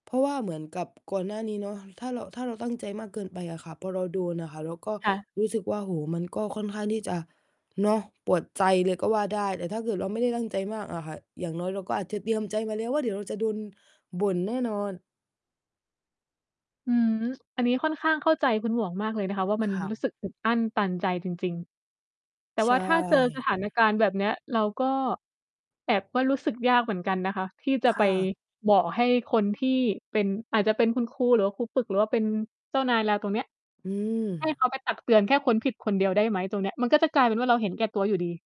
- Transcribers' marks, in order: other background noise
- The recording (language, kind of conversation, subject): Thai, unstructured, ถ้ามีคนทำผิดแค่คนเดียวแต่ทั้งกลุ่มถูกลงโทษ คุณคิดว่ายุติธรรมหรือไม่?